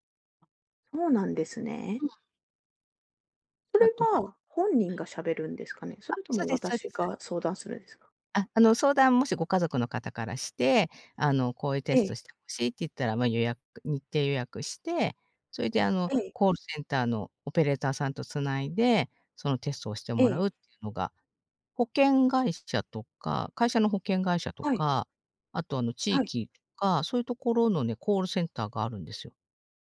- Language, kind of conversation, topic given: Japanese, advice, 家族とのコミュニケーションを改善するにはどうすればよいですか？
- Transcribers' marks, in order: none